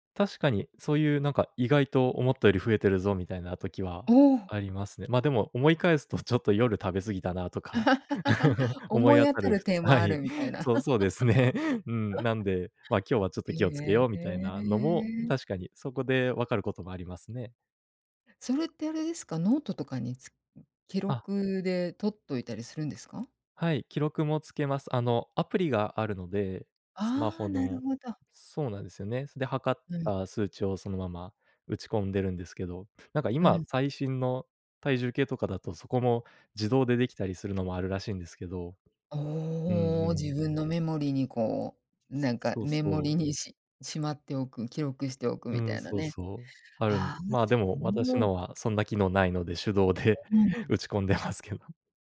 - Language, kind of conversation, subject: Japanese, podcast, 普段の朝のルーティンはどんな感じですか？
- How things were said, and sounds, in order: tapping; chuckle; chuckle; other background noise